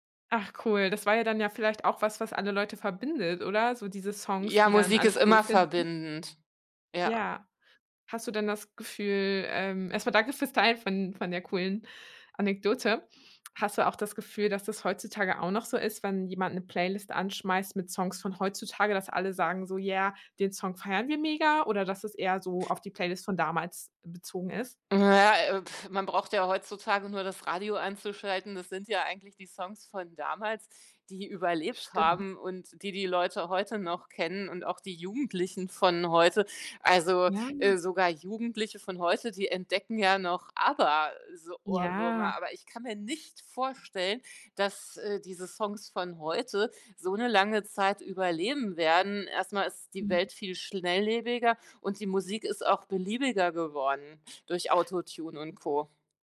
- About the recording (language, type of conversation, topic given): German, podcast, Wie stellst du eine Party-Playlist zusammen, die allen gefällt?
- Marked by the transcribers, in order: other background noise; other noise; stressed: "nicht"